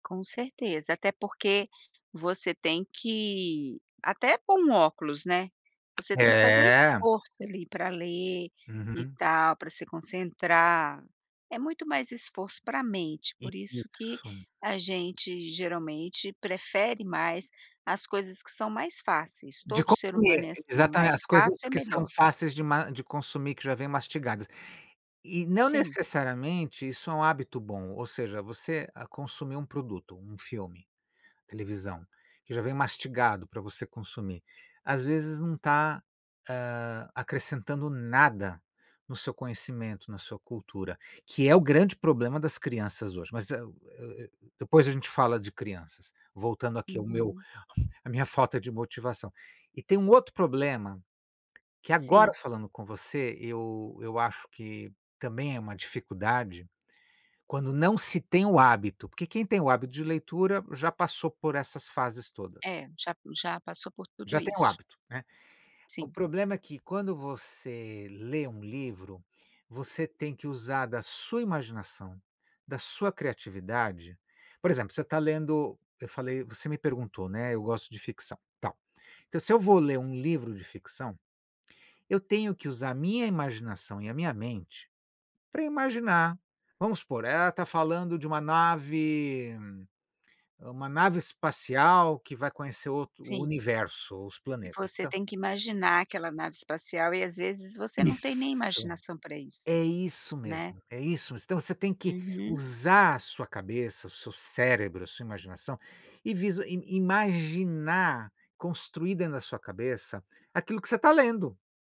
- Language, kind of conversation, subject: Portuguese, advice, Como posso encontrar motivação para criar o hábito da leitura?
- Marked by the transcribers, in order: tapping